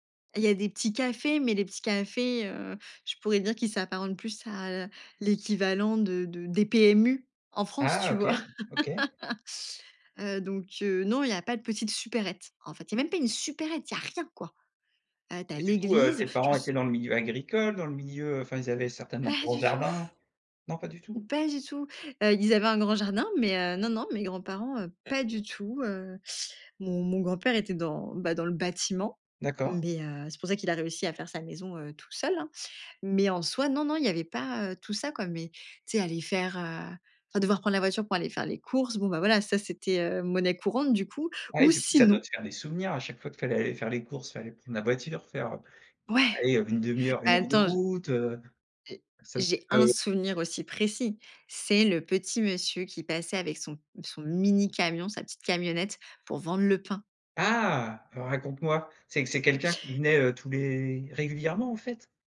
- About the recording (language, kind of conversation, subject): French, podcast, Raconte un souvenir d'enfance lié à tes origines
- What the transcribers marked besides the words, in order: laugh; stressed: "rien"; other background noise; stressed: "Pas"; stressed: "gros jardin"; stressed: "un"; surprised: "Ah !"